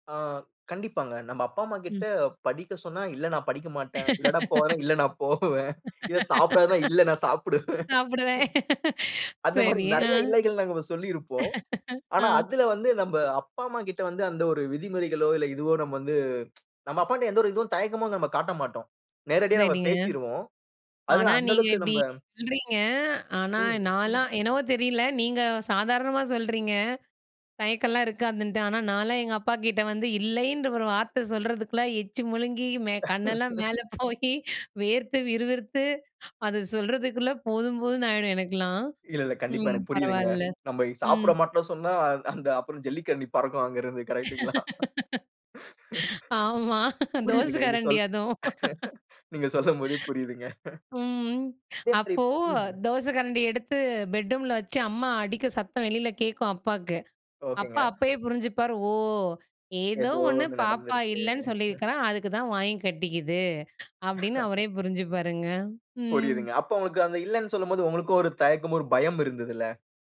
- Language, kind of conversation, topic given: Tamil, podcast, மற்றவர்களுக்கு “இல்லை” சொல்ல வேண்டிய சூழலில், நீங்கள் அதை எப்படிப் பணிவாகச் சொல்கிறீர்கள்?
- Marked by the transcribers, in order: laugh; laughing while speaking: "இல்ல நான் போவேன். இத சாப்பிடாதன்னா, இல்ல நான் சாப்பிடுவேன்"; laughing while speaking: "சாப்பிடுறேன். சரி, அ"; other background noise; tsk; chuckle; laughing while speaking: "மேல போயி"; laughing while speaking: "அ அந்த அப்பறம் ஜல்லிக்கரண்டி பறக்கும் … சொல்லும் போதே, புரியுதுங்க"; laughing while speaking: "ஆமா, தோச கரண்டி அதுவும்"; unintelligible speech; chuckle; chuckle